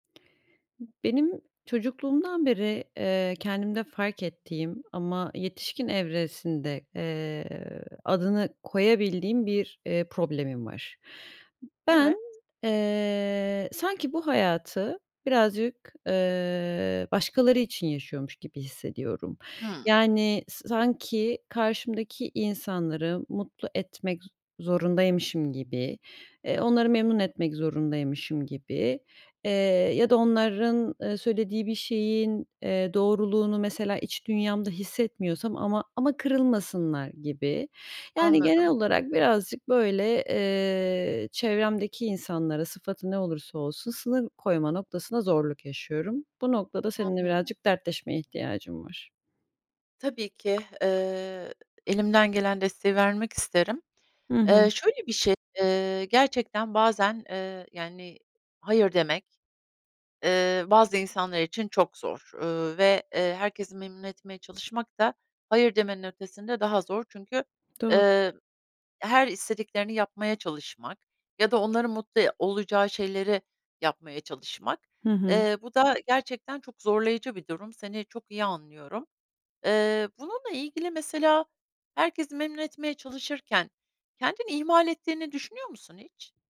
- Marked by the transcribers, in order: other background noise; tapping
- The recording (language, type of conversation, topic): Turkish, advice, Herkesi memnun etmeye çalışırken neden sınır koymakta zorlanıyorum?